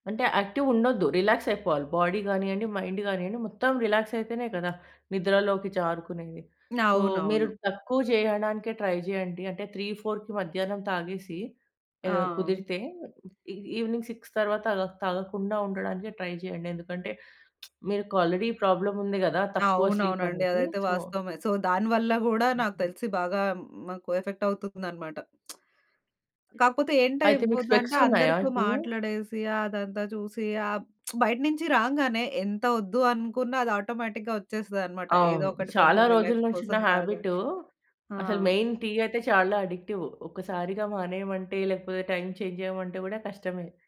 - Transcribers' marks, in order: in English: "యాక్టివ్"; in English: "రిలాక్స్"; in English: "బాడీ"; in English: "మైండ్"; in English: "సో"; in English: "ట్రై"; other background noise; in English: "ఈ ఈవినింగ్ సిక్స్"; in English: "ట్రై"; lip smack; in English: "ఆల్రెడీ"; in English: "ప్రాబ్లమ్"; in English: "సో"; in English: "ఎఫెక్ట్"; lip smack; in English: "స్పెక్స్"; lip smack; in English: "ఆటోమేటిక్‌గా"; in English: "రిలాక్స్"; in English: "మెయిన్"; in English: "అడిక్టివ్"; in English: "టైమ్ చేంజ్"
- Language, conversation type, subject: Telugu, podcast, నిద్ర సరిగా లేకపోతే ఒత్తిడిని ఎలా అదుపులో ఉంచుకోవాలి?